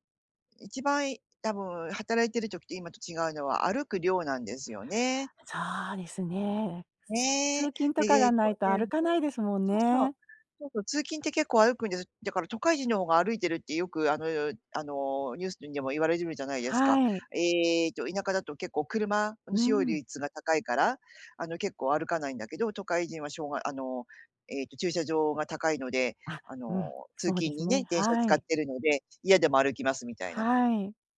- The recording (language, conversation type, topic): Japanese, advice, 運動しても体重や見た目が変わらないと感じるのはなぜですか？
- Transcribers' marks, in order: unintelligible speech